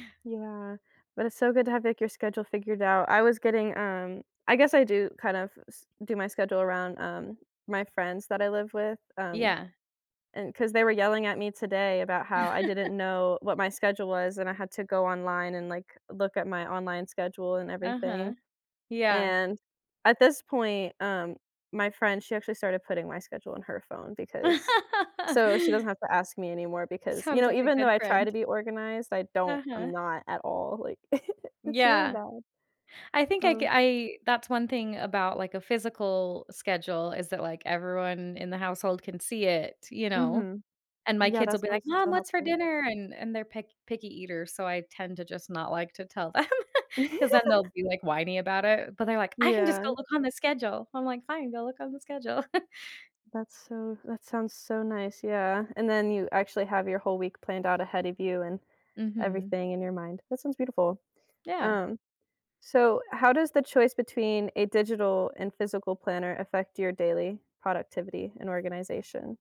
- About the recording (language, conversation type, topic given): English, unstructured, How do your planning tools shape the way you stay organized and productive?
- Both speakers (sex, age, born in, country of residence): female, 20-24, United States, United States; female, 35-39, United States, United States
- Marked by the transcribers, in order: chuckle; laugh; chuckle; chuckle; chuckle